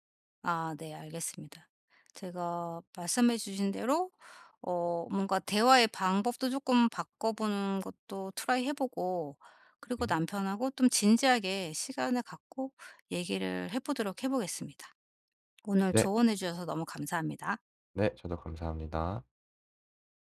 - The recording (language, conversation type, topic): Korean, advice, 다투는 상황에서 더 효과적으로 소통하려면 어떻게 해야 하나요?
- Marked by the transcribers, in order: in English: "트라이"